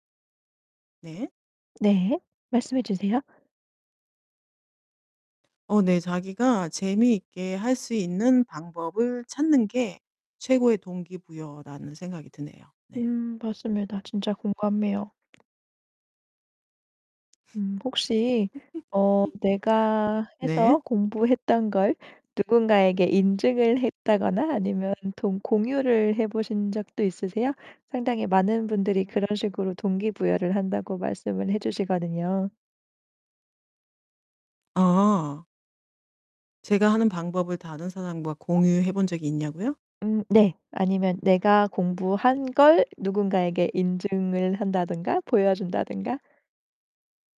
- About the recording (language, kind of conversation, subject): Korean, podcast, 혼자 공부할 때 동기부여를 어떻게 유지했나요?
- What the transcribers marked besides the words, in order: other background noise; static; laugh; distorted speech